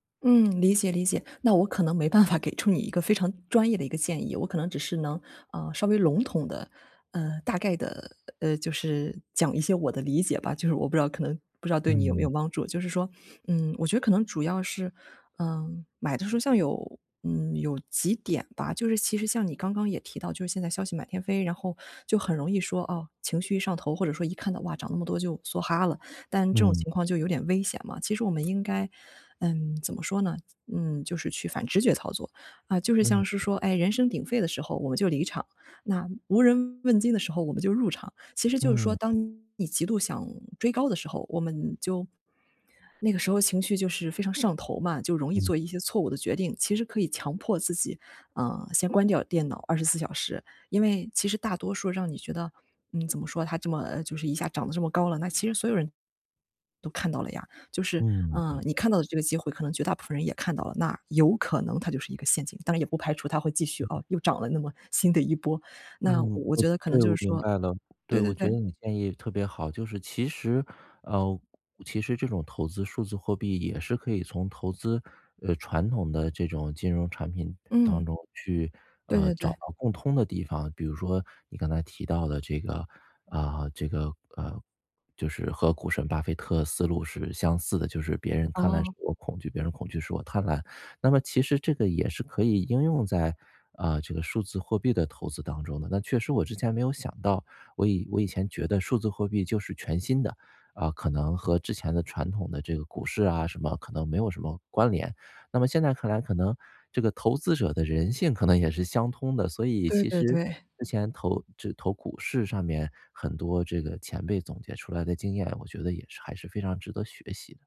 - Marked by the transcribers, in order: laughing while speaking: "办法"; other background noise; tapping
- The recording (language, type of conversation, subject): Chinese, advice, 我该如何在不确定的情况下做出决定？